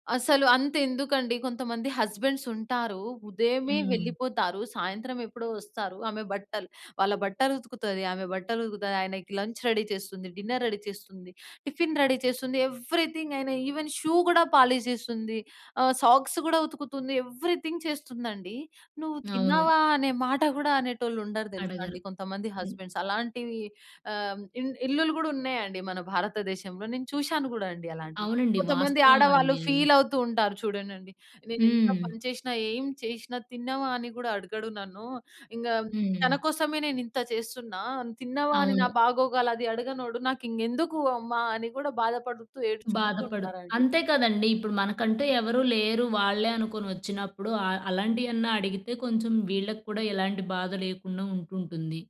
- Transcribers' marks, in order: in English: "లంచ్ రెడీ"; in English: "డిన్నర్ రెడీ"; in English: "టిఫిన్ రెడీ"; in English: "ఎవ్రీథింగ్"; in English: "ఈవెన్ షూ"; in English: "పాలిష్"; in English: "సాక్స్"; in English: "ఎవ్రీథింగ్"; in English: "హస్బెండ్స్"
- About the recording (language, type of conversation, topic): Telugu, podcast, ఒక వారం పాటు రోజూ బయట 10 నిమిషాలు గడిపితే ఏ మార్పులు వస్తాయని మీరు భావిస్తారు?